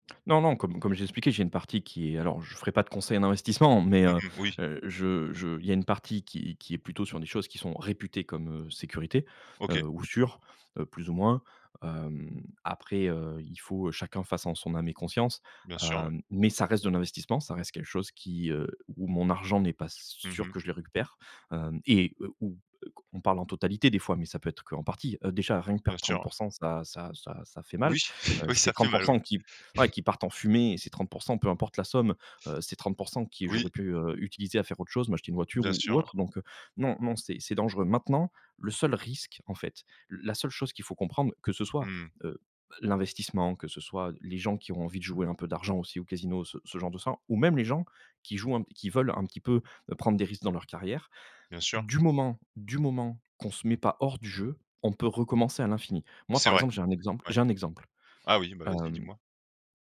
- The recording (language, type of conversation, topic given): French, podcast, Comment choisis-tu entre la sécurité et les possibilités d’évolution ?
- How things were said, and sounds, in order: chuckle; stressed: "risque"; stressed: "du moment"